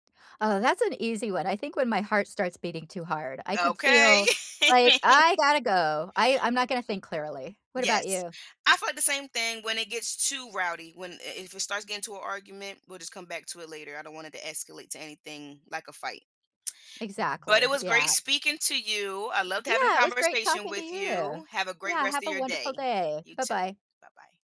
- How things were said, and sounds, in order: laugh; tsk
- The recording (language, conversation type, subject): English, unstructured, How do you handle disagreements with family without causing a fight?
- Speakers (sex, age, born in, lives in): female, 25-29, United States, United States; female, 60-64, United States, United States